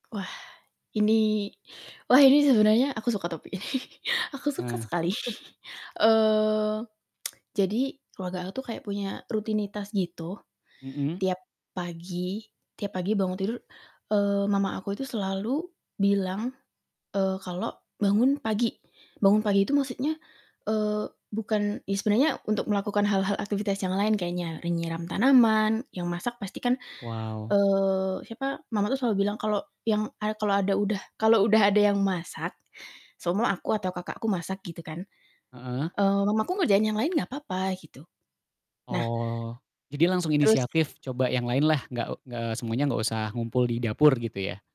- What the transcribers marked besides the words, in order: chuckle; other background noise; chuckle; tsk
- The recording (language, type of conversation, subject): Indonesian, podcast, Apa yang membuat hubungan orang tua dan anak di keluargamu tetap kuat?